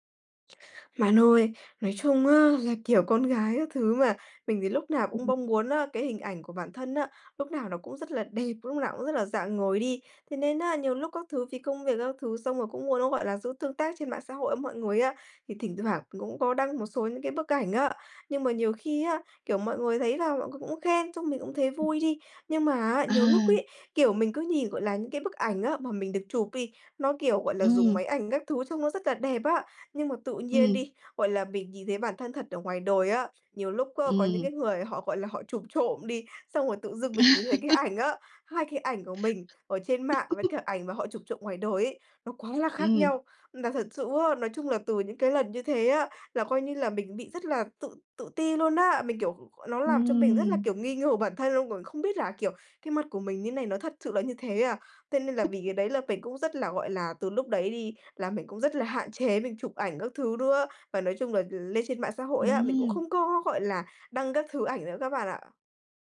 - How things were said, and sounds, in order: other background noise; laugh; laugh; other noise
- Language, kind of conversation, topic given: Vietnamese, advice, Làm sao để bớt đau khổ khi hình ảnh của bạn trên mạng khác với con người thật?